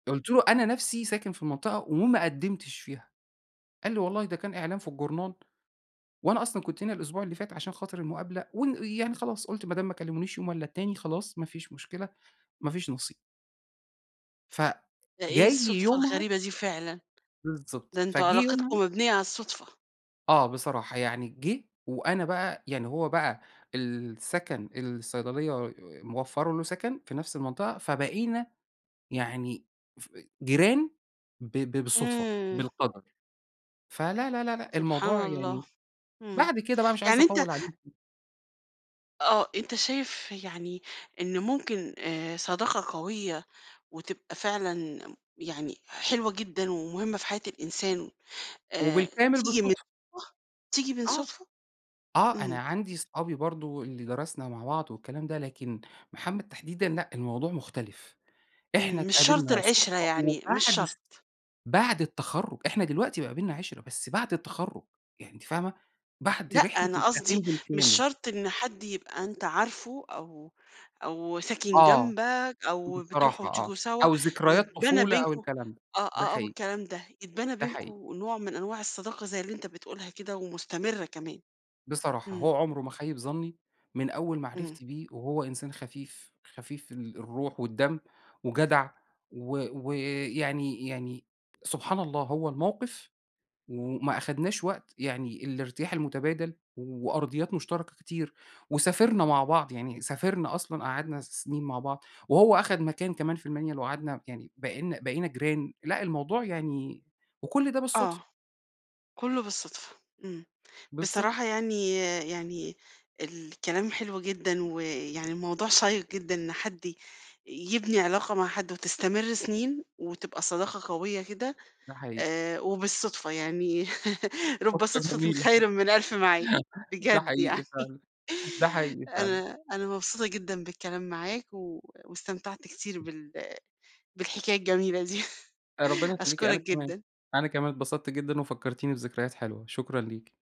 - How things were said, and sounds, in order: unintelligible speech; laugh; laugh; chuckle; chuckle
- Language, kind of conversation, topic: Arabic, podcast, إزاي اتعرفت بالصدفة على شريك حياتك أو صاحبك، وإزاي العلاقة اتطورت بعد كده؟